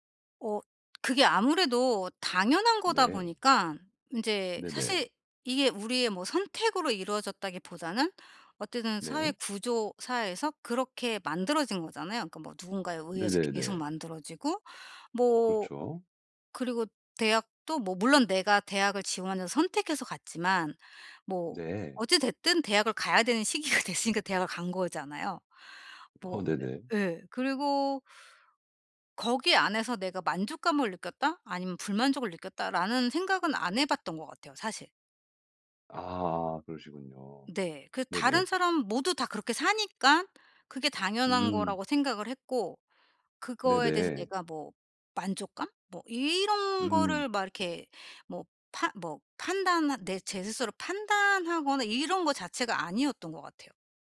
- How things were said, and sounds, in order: tapping; laughing while speaking: "됐으니까"
- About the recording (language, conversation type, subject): Korean, advice, 소속감을 잃지 않으면서도 제 개성을 어떻게 지킬 수 있을까요?